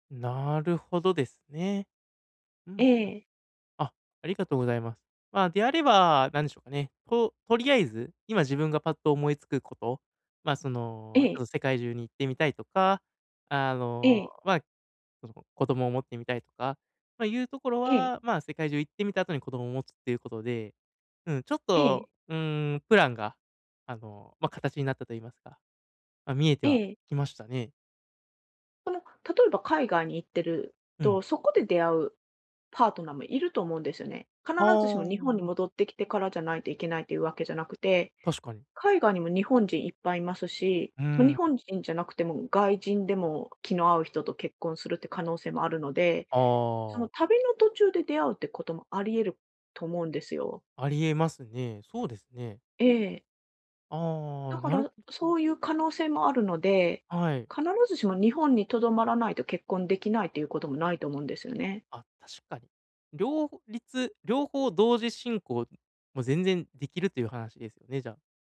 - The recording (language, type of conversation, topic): Japanese, advice, 大きな決断で後悔を避けるためには、どのように意思決定すればよいですか？
- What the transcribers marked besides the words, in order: none